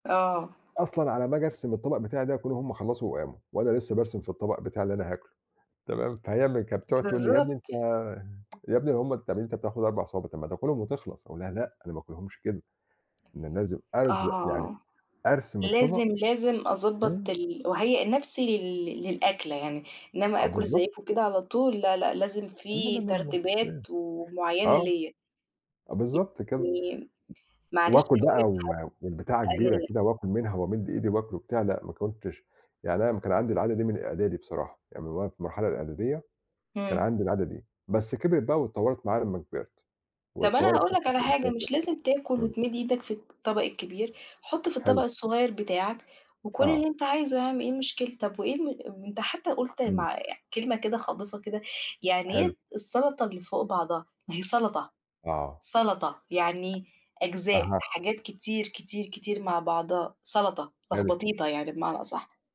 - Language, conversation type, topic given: Arabic, unstructured, إزاي تقنع حد ياكل أكل صحي أكتر؟
- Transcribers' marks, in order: tsk; unintelligible speech; other noise; unintelligible speech; unintelligible speech; "خاطفة" said as "خاضفة"; tapping